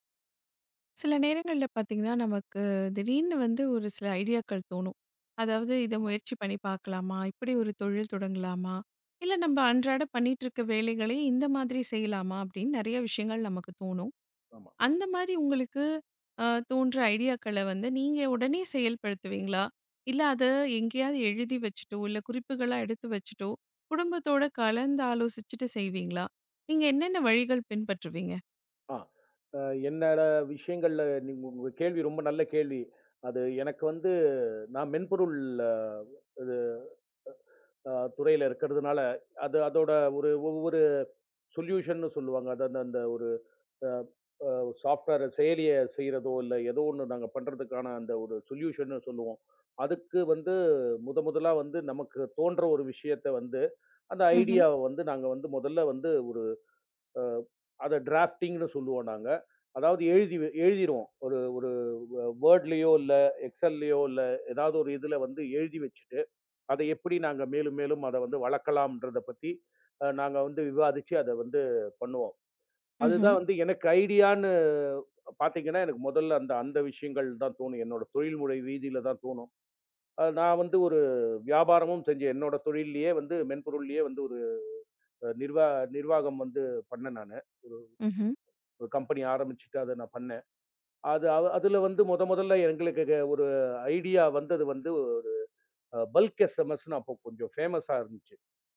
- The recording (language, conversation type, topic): Tamil, podcast, ஒரு யோசனை தோன்றியவுடன் அதை பிடித்து வைத்துக்கொள்ள நீங்கள் என்ன செய்கிறீர்கள்?
- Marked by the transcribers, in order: in English: "சொலியுஷன்னு"; in English: "சாப்டுவெர்"; in English: "சொலியுஷன்னு"; in English: "ட்ராப்டிங்னு"; in English: "வோர்ட்லயோ"; in English: "எக்ஸ்சல்லயோ"; in English: "பல்க் எஸ்எம்எஸ்னு"; in English: "ஃபேமஸா"